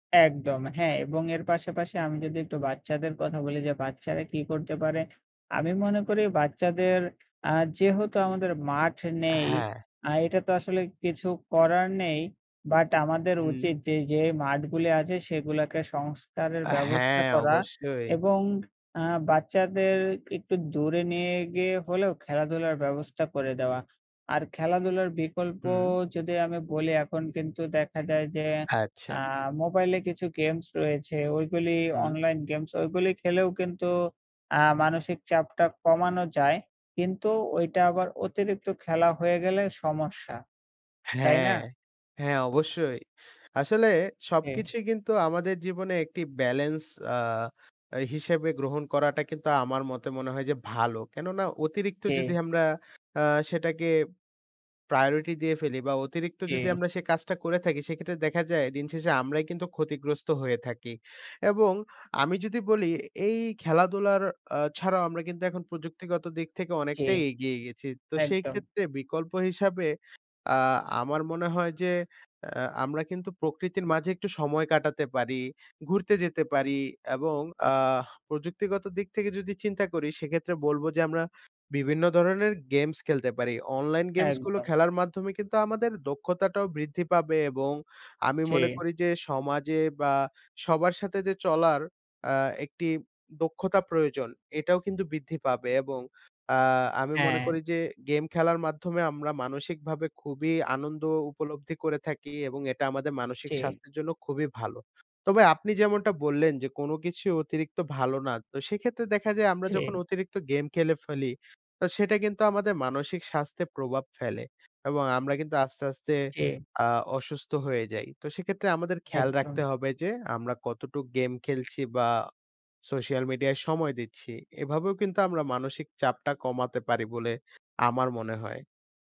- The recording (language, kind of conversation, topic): Bengali, unstructured, খেলাধুলা করা মানসিক চাপ কমাতে সাহায্য করে কিভাবে?
- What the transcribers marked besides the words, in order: tapping; wind; other background noise; "সোশ্যাল" said as "সোশ্যিয়াল"